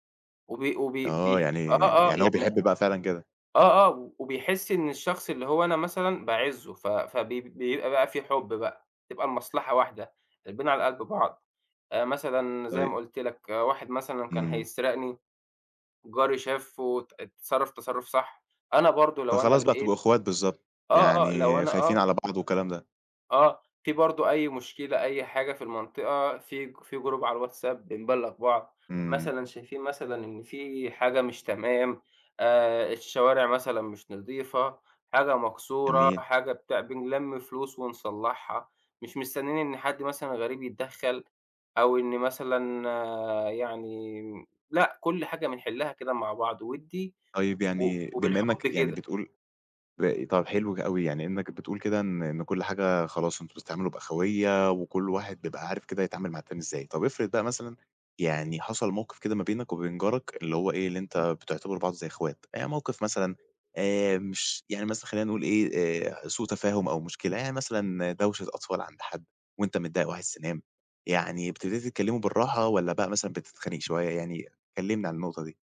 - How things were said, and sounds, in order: other background noise; in English: "group"; background speech; tapping
- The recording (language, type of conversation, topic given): Arabic, podcast, إزاي نبني جوّ أمان بين الجيران؟